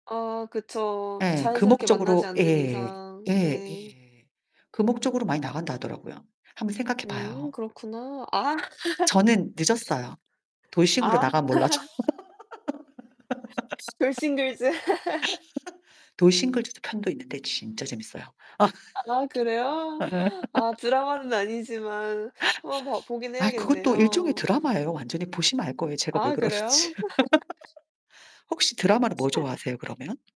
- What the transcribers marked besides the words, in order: distorted speech; other background noise; laugh; laugh; laugh; laughing while speaking: "그러는지"; laugh
- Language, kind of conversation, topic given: Korean, unstructured, 좋아하는 영화나 드라마가 당신에게 특별한 이유는 무엇인가요?